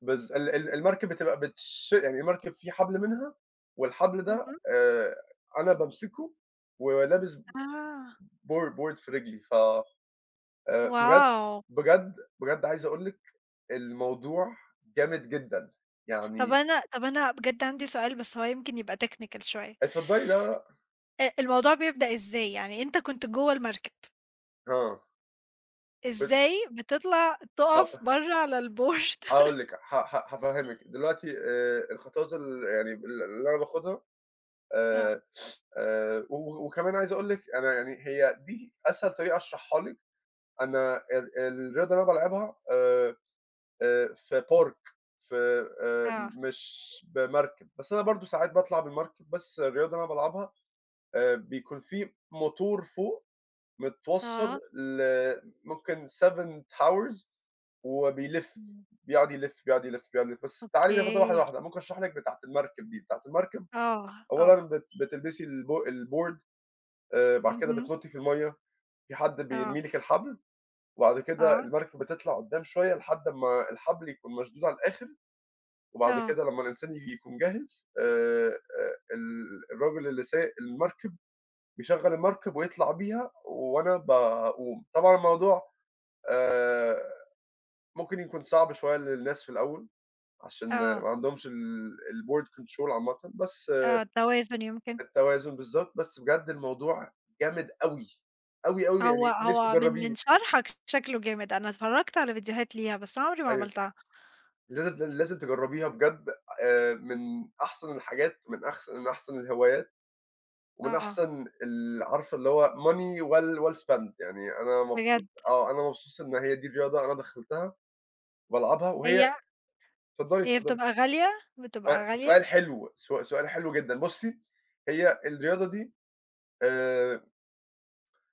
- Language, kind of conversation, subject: Arabic, unstructured, عندك هواية بتساعدك تسترخي؟ إيه هي؟
- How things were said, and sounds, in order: in English: "bo board"; in English: "technical"; laughing while speaking: "الBoard"; in English: "الBoard"; tapping; other background noise; in English: "Park"; in English: "seven Powers"; in English: "الBoard"; in English: "الBoard Control"; in English: "Money well well spend"